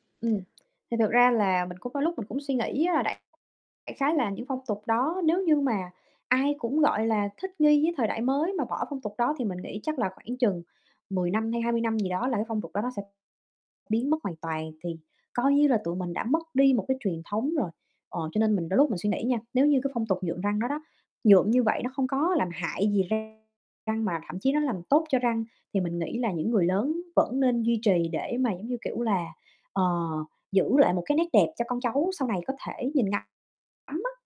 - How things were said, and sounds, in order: tapping; distorted speech; other background noise; static
- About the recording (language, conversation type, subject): Vietnamese, unstructured, Bạn đã từng gặp phong tục nào khiến bạn thấy lạ lùng hoặc thú vị không?